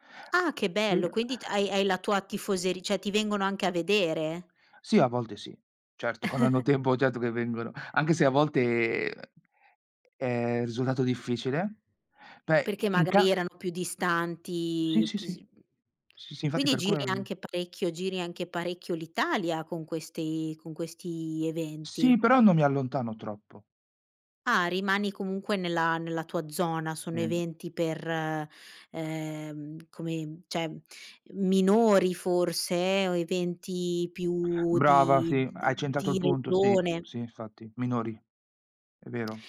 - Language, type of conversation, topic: Italian, podcast, Come riesci a bilanciare questo hobby con la famiglia e il lavoro?
- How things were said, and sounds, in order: other background noise; "cioè" said as "ceh"; chuckle; "cioè" said as "ceh"